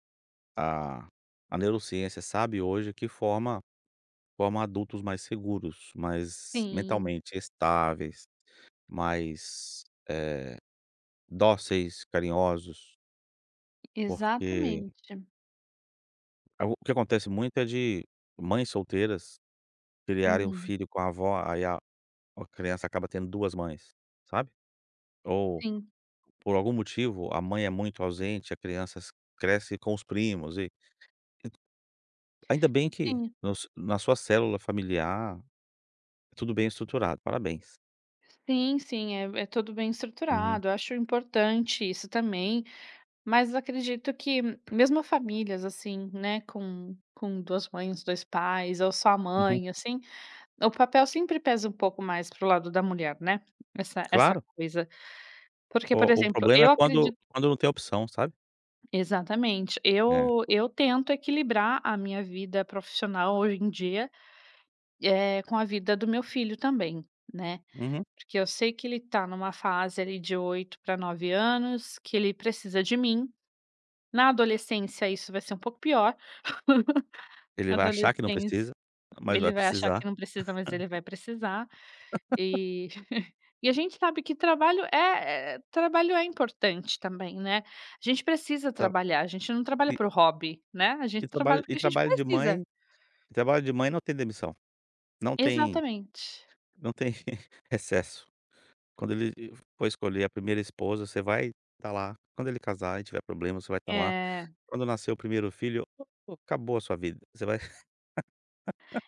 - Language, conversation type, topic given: Portuguese, podcast, Como você equilibra o trabalho e o tempo com os filhos?
- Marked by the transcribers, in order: tapping; other background noise; laugh; chuckle; laugh; laughing while speaking: "tem"; laugh